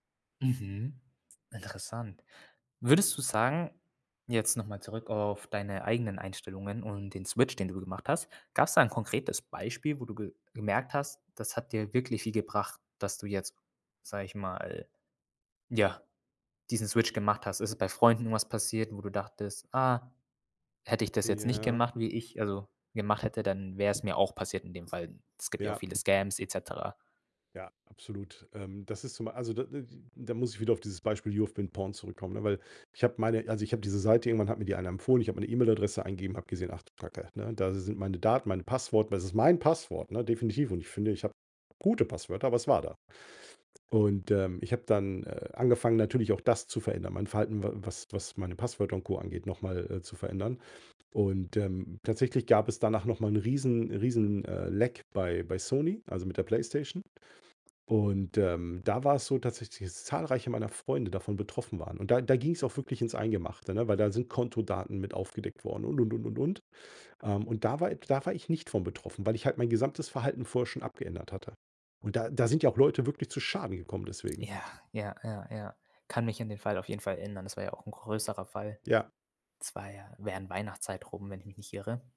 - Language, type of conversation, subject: German, podcast, Wie wichtig sind dir Datenschutz-Einstellungen in sozialen Netzwerken?
- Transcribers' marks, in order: none